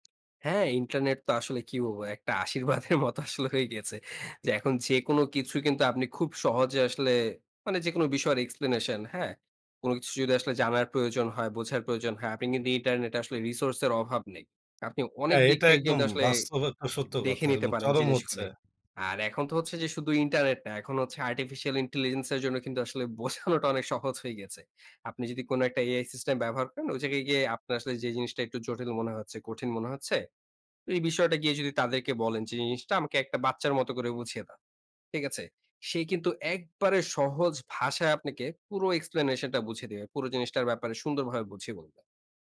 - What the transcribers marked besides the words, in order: laughing while speaking: "আশীর্বাদের মতো আসলে হয়ে গিয়েছে"; in English: "আর্টিফিশিয়াল ইন্টেলিজেন্স"; laughing while speaking: "বোঝানোটা"
- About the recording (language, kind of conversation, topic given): Bengali, podcast, কীভাবে জটিল বিষয়গুলোকে সহজভাবে বুঝতে ও ভাবতে শেখা যায়?